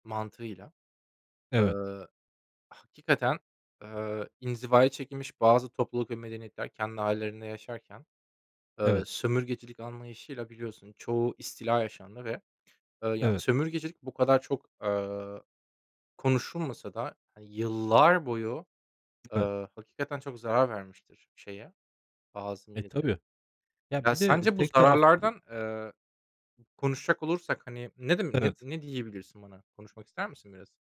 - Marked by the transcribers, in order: other background noise; stressed: "yıllar"; tapping; other noise
- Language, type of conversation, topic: Turkish, unstructured, Tarihte sömürgecilik neden bu kadar büyük zararlara yol açtı?